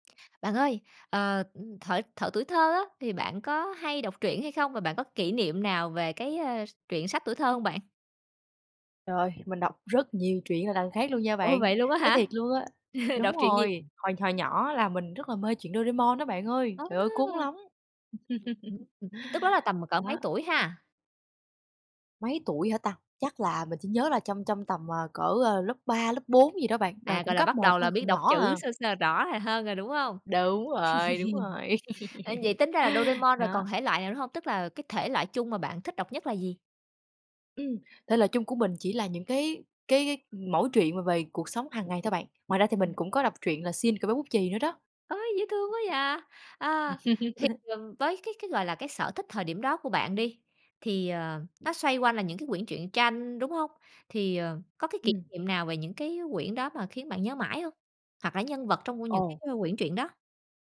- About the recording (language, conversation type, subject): Vietnamese, podcast, Bạn có kỷ niệm nào gắn liền với những cuốn sách truyện tuổi thơ không?
- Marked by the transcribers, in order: tapping; other background noise; laugh; laugh; laugh; laugh; laugh